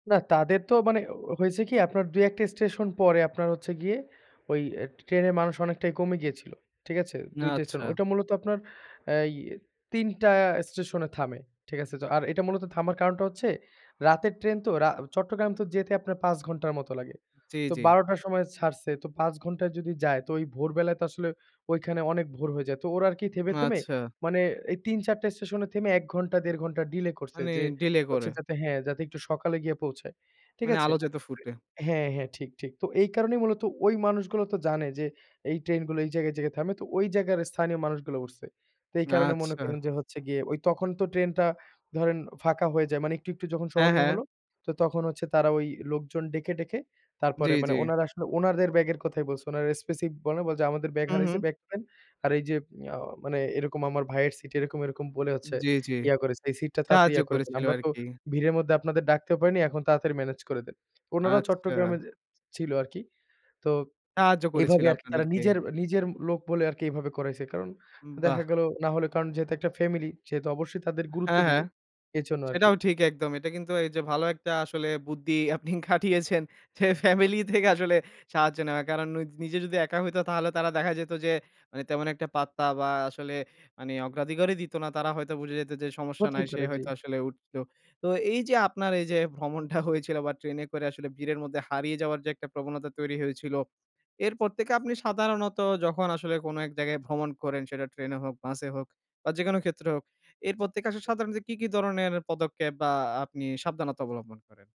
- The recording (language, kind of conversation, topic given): Bengali, podcast, ট্রেনে বা বাসে ভিড়ের মধ্যে কি কখনও আপনি হারিয়ে গিয়েছিলেন?
- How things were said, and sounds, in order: laughing while speaking: "আপনি খাটিয়েছেন। যে, ফ্যামিলি থেকে আসলে সাহায্য নেয়া"; other background noise